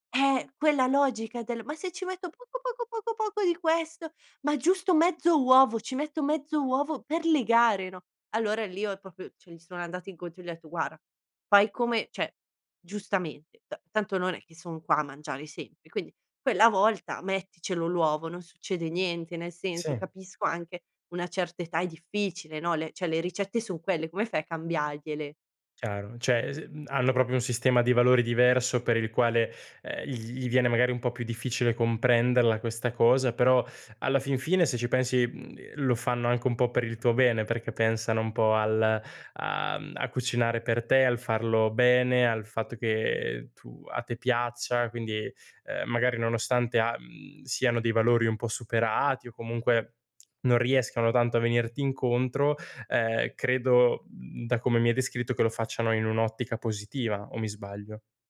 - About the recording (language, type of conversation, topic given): Italian, podcast, Come posso far convivere gusti diversi a tavola senza litigare?
- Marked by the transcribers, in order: put-on voice: "Ma se ci metto poco … per legare, no?"; "proprio" said as "popio"; "cioè" said as "ceh"; "incontro" said as "inconto"; "cioè" said as "ceh"; "cambiargliele" said as "cambiagliele"; "cioè" said as "ceh"; "comprenderla" said as "comprendella"